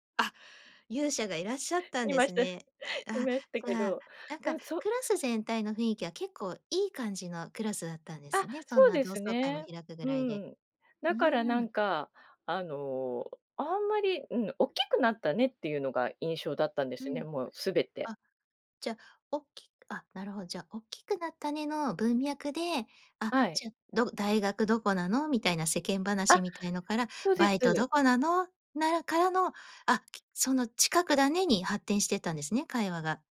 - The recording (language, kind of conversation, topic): Japanese, podcast, 偶然の出会いから始まった友情や恋のエピソードはありますか？
- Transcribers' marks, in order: tapping